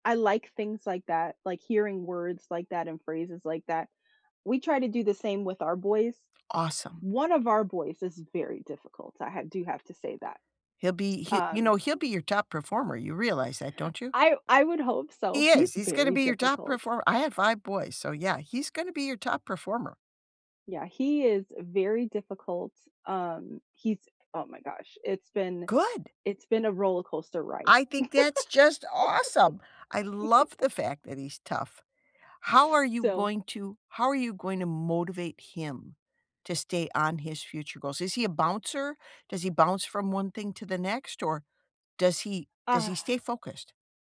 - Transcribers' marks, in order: laugh; sigh
- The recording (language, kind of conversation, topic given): English, unstructured, What stops most people from reaching their future goals?
- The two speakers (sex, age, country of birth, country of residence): female, 40-44, United States, United States; female, 65-69, United States, United States